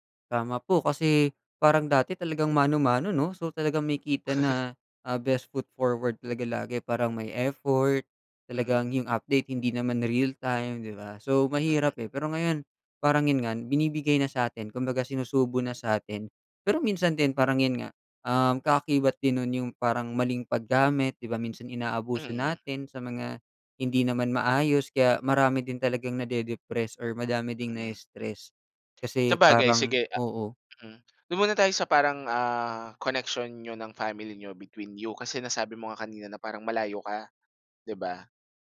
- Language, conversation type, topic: Filipino, podcast, Ano ang papel ng midyang panlipunan sa pakiramdam mo ng pagkakaugnay sa iba?
- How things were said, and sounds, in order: other background noise; chuckle; in English: "best foot forward"